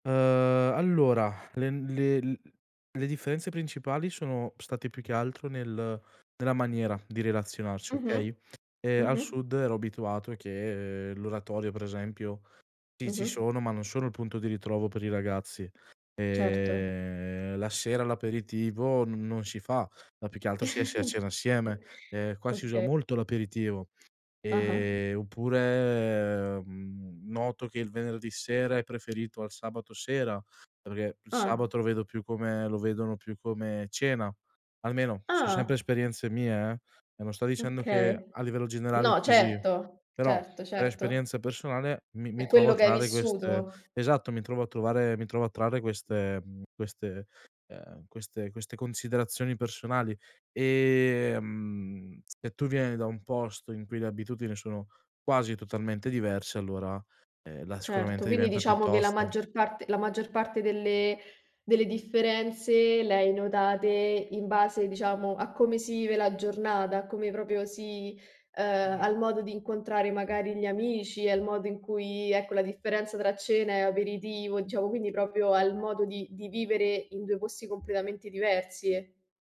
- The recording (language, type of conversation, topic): Italian, podcast, Come aiutare qualcuno che si sente solo in città?
- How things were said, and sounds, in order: drawn out: "Ehm"; chuckle; drawn out: "oppure"; tapping; other background noise; "considerazioni" said as "conziderazioni"; "proprio" said as "propio"; other noise